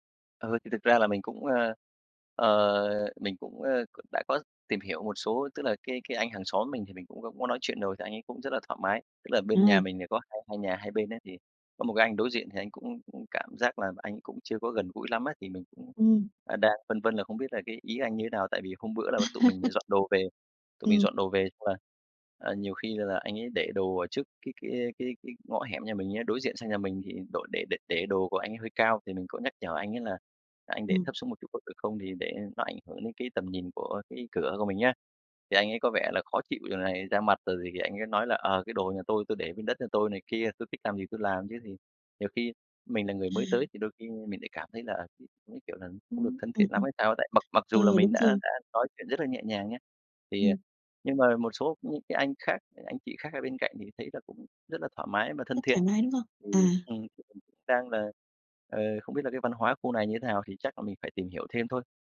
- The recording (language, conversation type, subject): Vietnamese, advice, Làm sao để thích nghi khi chuyển đến một thành phố khác mà chưa quen ai và chưa quen môi trường xung quanh?
- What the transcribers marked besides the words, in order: tapping; laugh